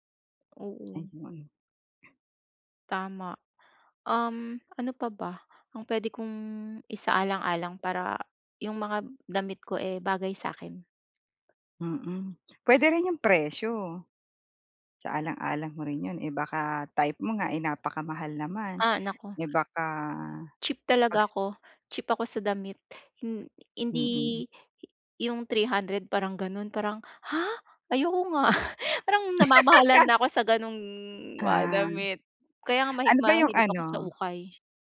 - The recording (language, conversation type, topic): Filipino, advice, Paano ako makakahanap ng damit na bagay sa akin?
- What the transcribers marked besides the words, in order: chuckle; laugh; laughing while speaking: "mga damit"